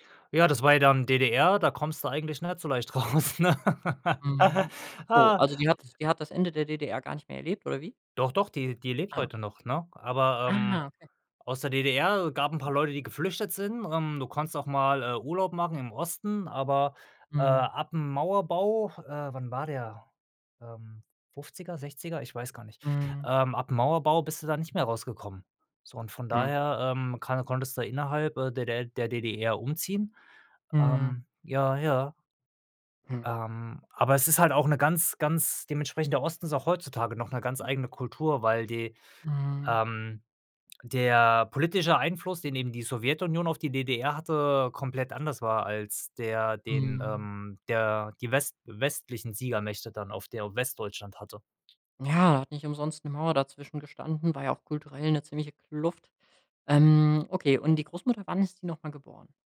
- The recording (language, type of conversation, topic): German, podcast, Welche Geschichten über Krieg, Flucht oder Migration kennst du aus deiner Familie?
- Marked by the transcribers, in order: laughing while speaking: "so leicht raus, ne?"; laugh; stressed: "Ah"; other noise; other background noise